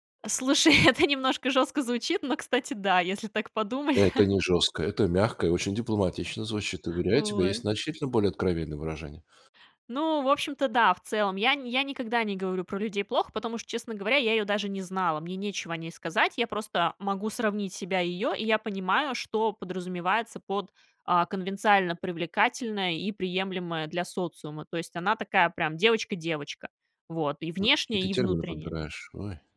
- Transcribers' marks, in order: laughing while speaking: "Слушай, это"; chuckle; other background noise
- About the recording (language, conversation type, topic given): Russian, podcast, Как понять, что пора заканчивать отношения?